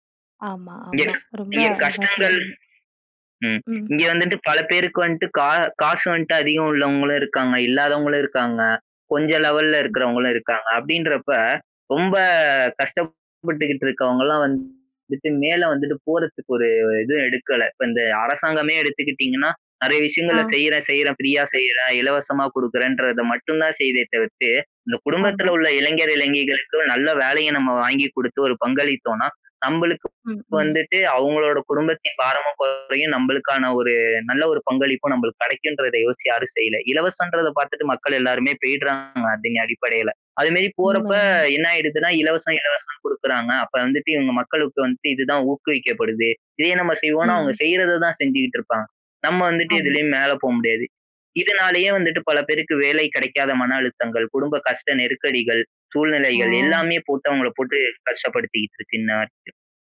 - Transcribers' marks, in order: other background noise; in English: "லெவல்‌ல"; other noise; unintelligible speech
- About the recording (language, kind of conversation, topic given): Tamil, podcast, மனஅழுத்தத்தை நீங்கள் எப்படித் தணிக்கிறீர்கள்?